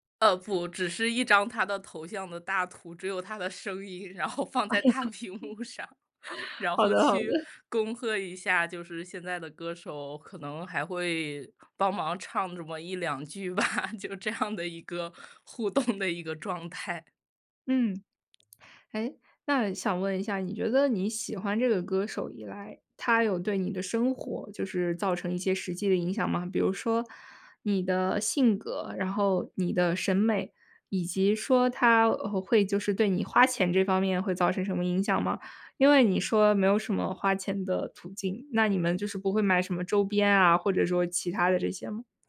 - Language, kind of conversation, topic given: Chinese, podcast, 你能和我们分享一下你的追星经历吗？
- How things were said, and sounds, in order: laughing while speaking: "声音，然后放在大屏幕上，然后去恭贺一下"; laugh; laughing while speaking: "好的 好的"; laughing while speaking: "吧，就这样的一个互动的"